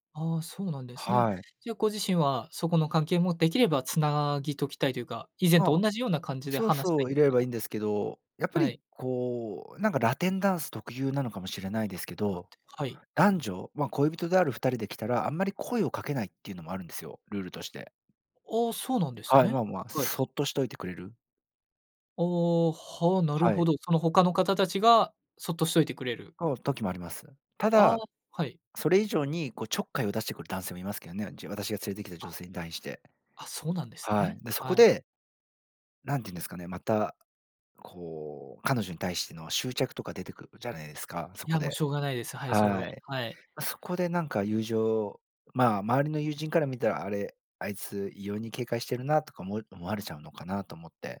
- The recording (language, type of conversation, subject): Japanese, advice, 友情と恋愛を両立させるうえで、どちらを優先すべきか迷ったときはどうすればいいですか？
- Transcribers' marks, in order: none